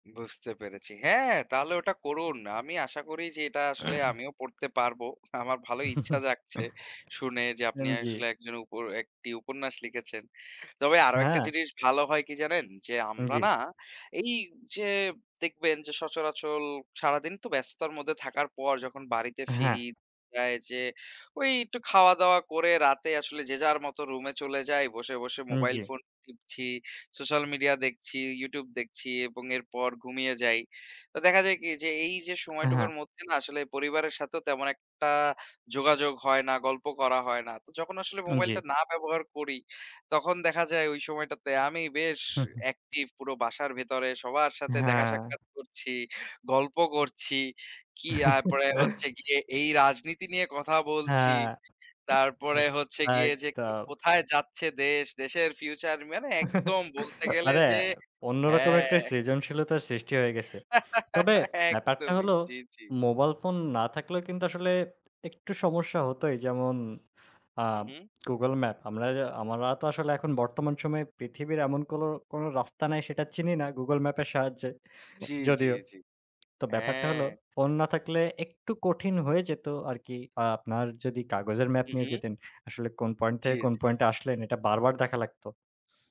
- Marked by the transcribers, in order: throat clearing; chuckle; other background noise; "সচরাচর" said as "সচরাচল"; laugh; "তারপরে" said as "আরপরে"; other noise; chuckle; laugh; lip smack
- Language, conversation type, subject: Bengali, unstructured, মোবাইল ফোন ছাড়া আপনার দিনটা কেমন কাটত?